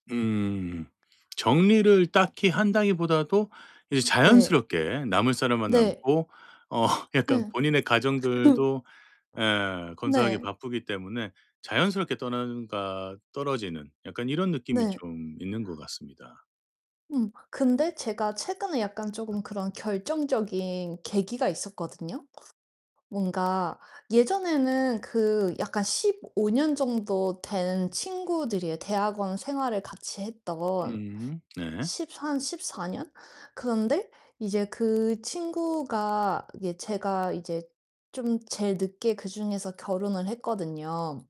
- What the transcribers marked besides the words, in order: other background noise; unintelligible speech; distorted speech; laughing while speaking: "어"; laugh
- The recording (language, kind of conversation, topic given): Korean, advice, 이별 후 흔들린 가치관을 어떻게 다시 세우고 나 자신을 찾을 수 있을까요?